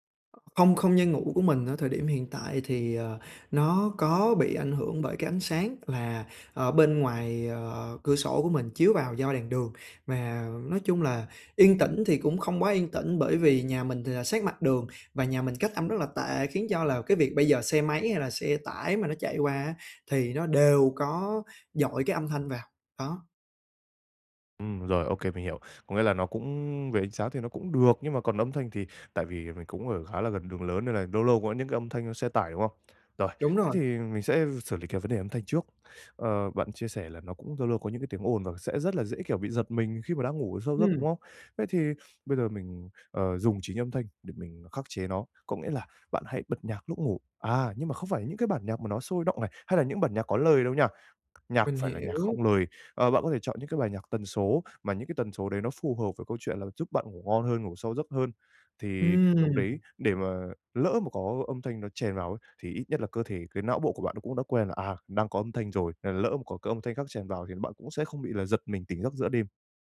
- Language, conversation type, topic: Vietnamese, advice, Làm thế nào để duy trì lịch ngủ ổn định mỗi ngày?
- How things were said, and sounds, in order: other noise; tapping; other background noise